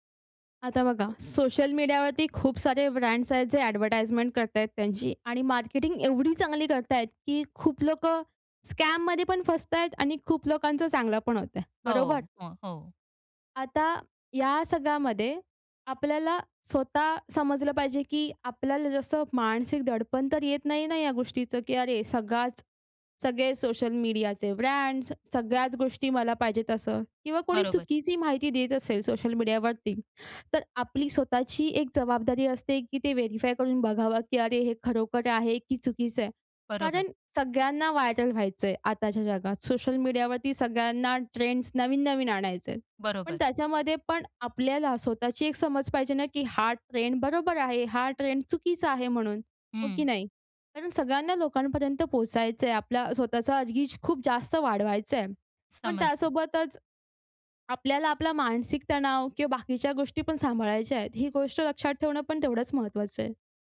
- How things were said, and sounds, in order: in English: "स्कॅममध्ये"; in English: "व्हेरिफाय"; in English: "व्हायरल"
- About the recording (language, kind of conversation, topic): Marathi, podcast, सोशल मीडियावर व्हायरल होणारे ट्रेंड्स तुम्हाला कसे वाटतात?